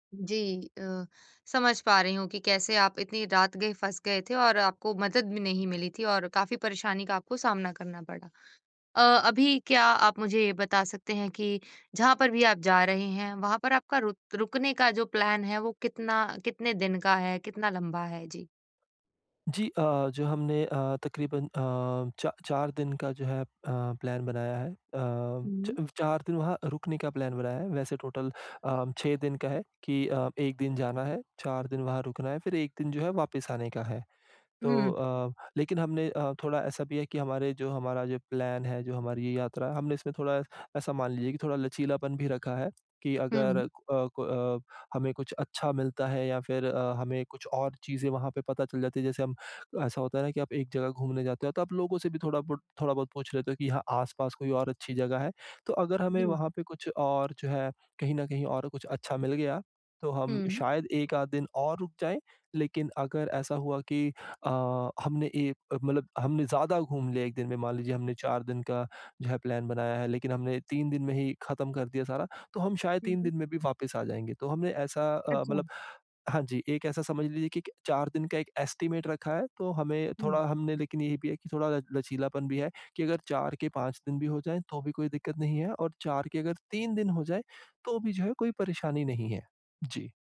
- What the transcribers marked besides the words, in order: in English: "प्लान"; in English: "प्लान"; in English: "प्लान"; in English: "टोटल"; in English: "प्लान"; in English: "प्लान"; in English: "एस्टिमेट"
- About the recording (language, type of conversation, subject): Hindi, advice, मैं अनजान जगहों पर अपनी सुरक्षा और आराम कैसे सुनिश्चित करूँ?